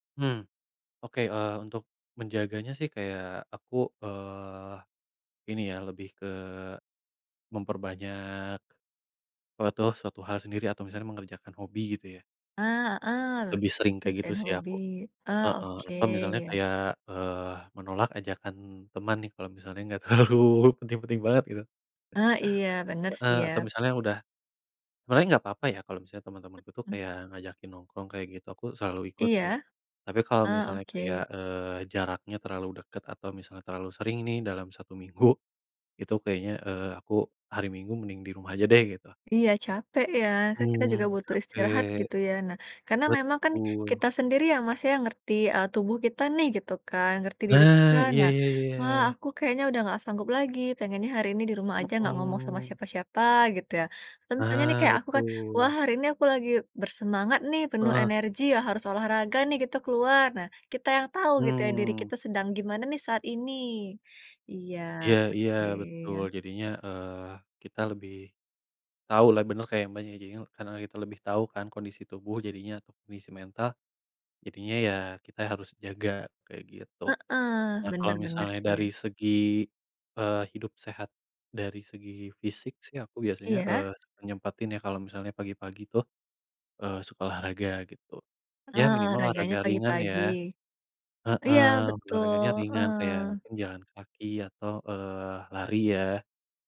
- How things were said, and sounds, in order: laughing while speaking: "terlalu"; tapping; other background noise; laughing while speaking: "minggu"
- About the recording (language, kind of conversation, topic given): Indonesian, unstructured, Apa tantangan terbesar saat mencoba menjalani hidup sehat?